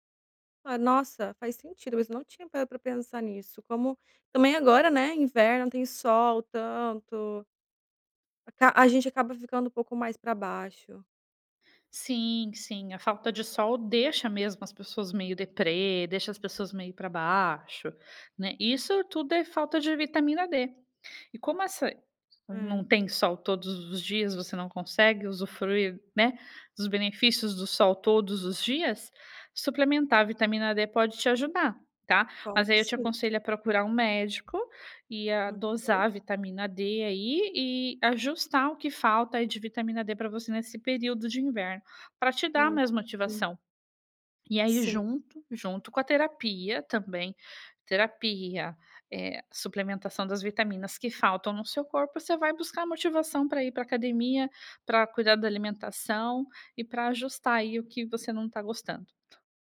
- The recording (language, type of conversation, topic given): Portuguese, advice, Por que você inventa desculpas para não cuidar da sua saúde?
- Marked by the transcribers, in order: none